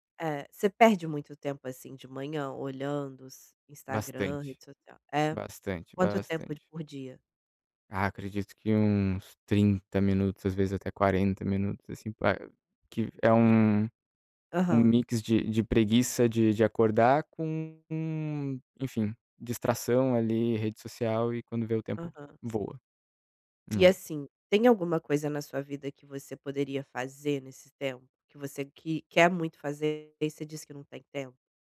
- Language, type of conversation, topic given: Portuguese, advice, Como posso começar a reduzir o tempo de tela antes de dormir?
- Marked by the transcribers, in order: none